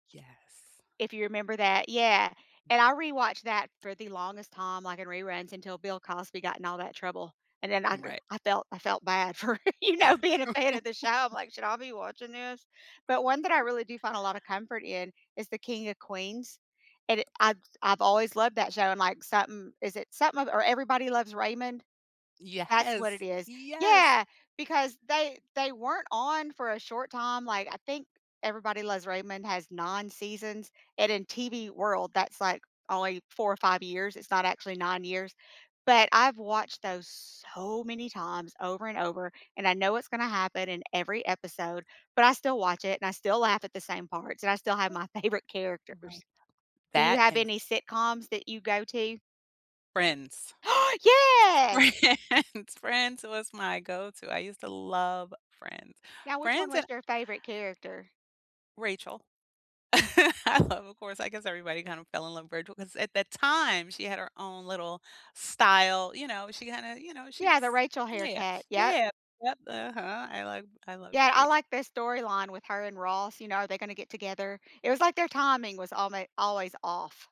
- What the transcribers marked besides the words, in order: tapping; laughing while speaking: "for"; chuckle; put-on voice: "Should I be watching this?"; other noise; laughing while speaking: "favorite"; gasp; laughing while speaking: "Friends"; laugh; stressed: "time"
- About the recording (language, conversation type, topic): English, unstructured, Which guilty-pleasure show, movie, book, or song do you proudly defend—and why?
- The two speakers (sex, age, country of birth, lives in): female, 50-54, United States, United States; female, 50-54, United States, United States